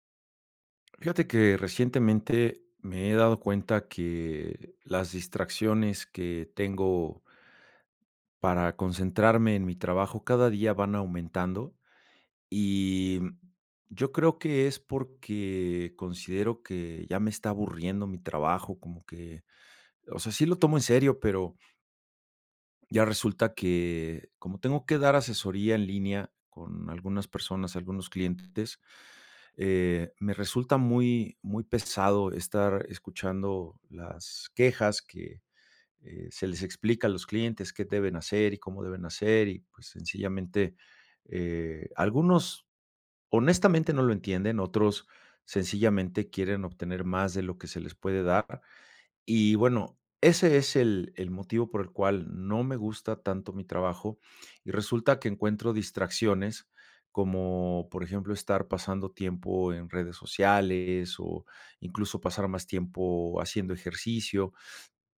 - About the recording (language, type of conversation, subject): Spanish, advice, ¿Qué distracciones frecuentes te impiden concentrarte en el trabajo?
- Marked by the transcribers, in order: tapping; other background noise